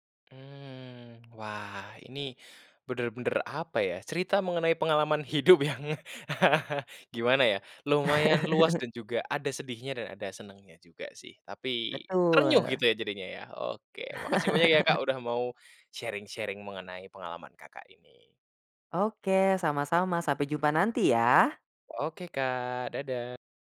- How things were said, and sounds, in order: laughing while speaking: "yang"; chuckle; chuckle; chuckle; in English: "sharing-sharing"
- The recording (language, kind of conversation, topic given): Indonesian, podcast, Kapan bantuan kecil di rumah terasa seperti ungkapan cinta bagimu?